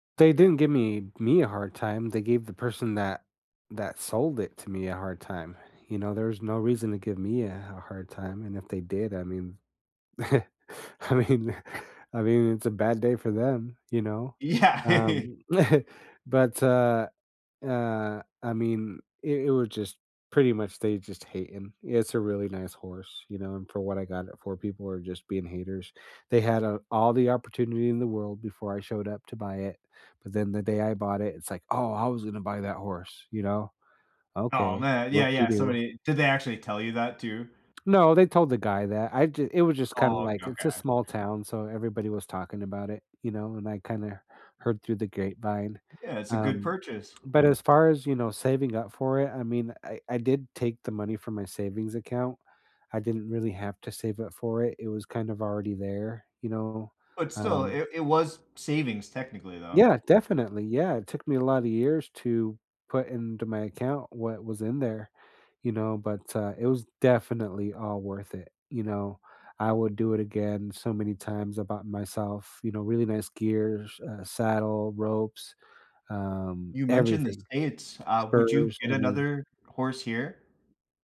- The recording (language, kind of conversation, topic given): English, unstructured, Have you ever saved up for something special, and what was it?
- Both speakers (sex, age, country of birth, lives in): male, 30-34, United States, United States; male, 45-49, United States, United States
- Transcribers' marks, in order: chuckle; laughing while speaking: "I mean"; chuckle; laughing while speaking: "Yeah"; chuckle; tapping; other background noise; stressed: "definitely"